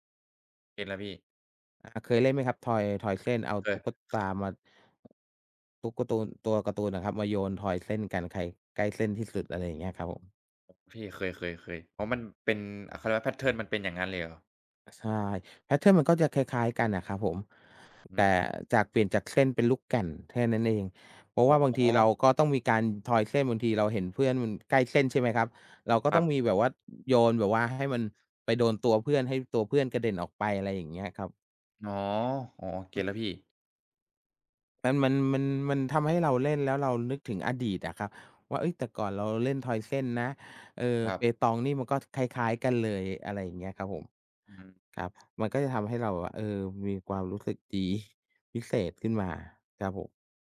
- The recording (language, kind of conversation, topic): Thai, unstructured, คุณเคยมีประสบการณ์สนุกๆ ขณะเล่นกีฬาไหม?
- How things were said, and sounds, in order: other noise; tapping; in English: "แพตเทิร์น"; in English: "แพตเทิร์น"; other background noise